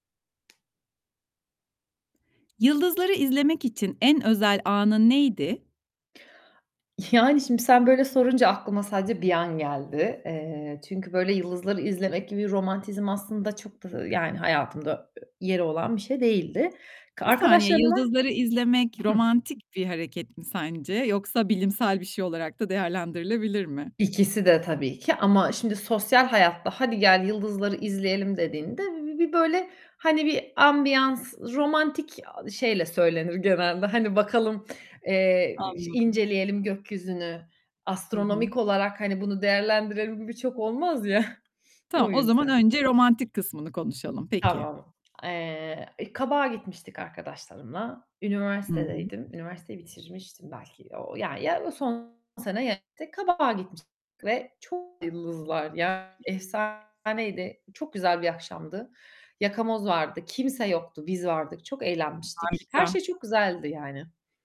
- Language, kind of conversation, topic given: Turkish, podcast, Yıldızları izlerken yaşadığın en özel an neydi?
- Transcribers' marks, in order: tapping; laughing while speaking: "Yani"; distorted speech; other background noise; laughing while speaking: "genelde"; laughing while speaking: "değerlendirelim birçok olmaz ya"; chuckle